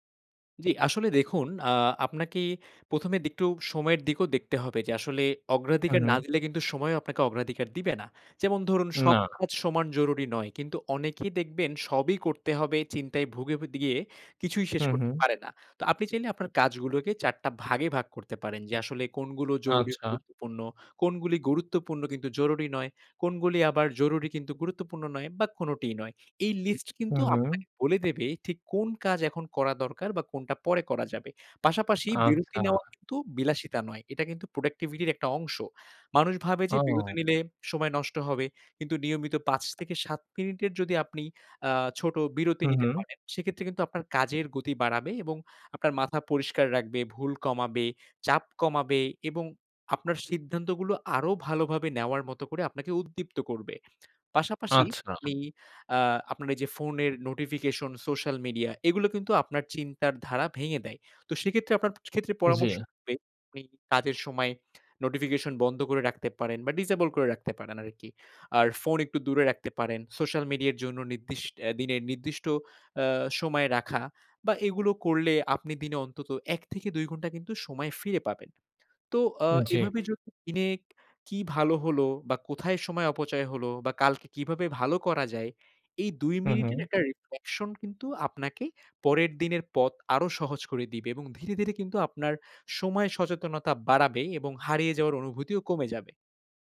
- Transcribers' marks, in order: "ভুগে" said as "বেদগিয়ে"; tapping; in English: "ডিসেবল"; in English: "রিফ্লেকশন"
- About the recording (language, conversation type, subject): Bengali, advice, সময় ব্যবস্থাপনায় আমি কেন বারবার তাল হারিয়ে ফেলি?